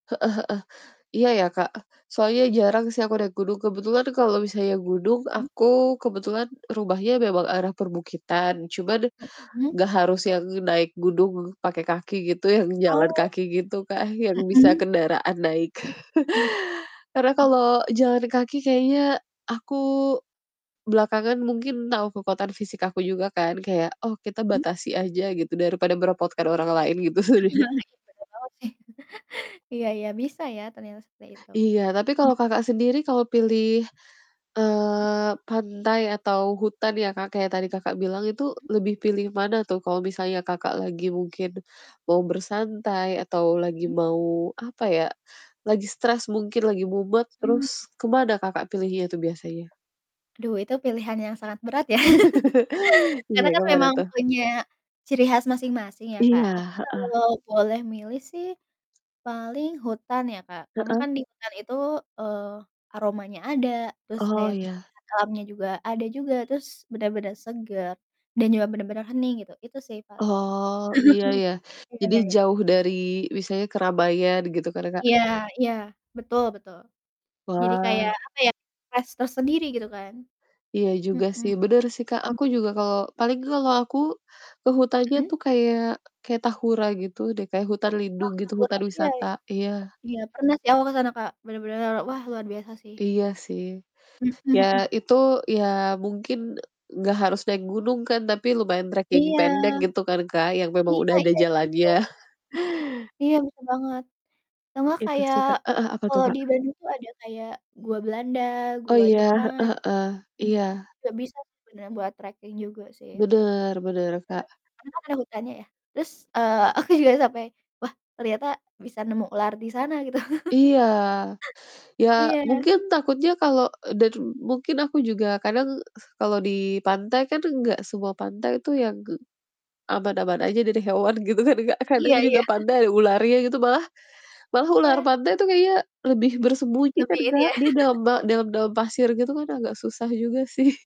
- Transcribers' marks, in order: distorted speech; chuckle; other background noise; chuckle; laughing while speaking: "sebenernya"; chuckle; laugh; chuckle; chuckle; laughing while speaking: "aku"; chuckle; laughing while speaking: "gitu kan Kak"; chuckle; chuckle
- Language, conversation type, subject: Indonesian, unstructured, Apa tempat alam favoritmu untuk bersantai, dan mengapa?